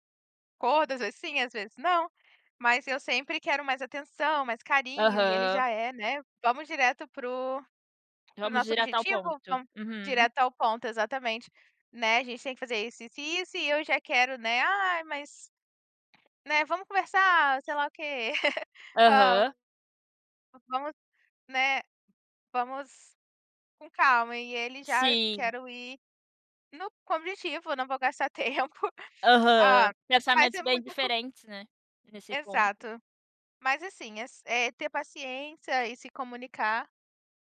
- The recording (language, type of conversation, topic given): Portuguese, podcast, Como você escolhe com quem quer dividir a vida?
- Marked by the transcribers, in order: other background noise; chuckle; laughing while speaking: "tempo"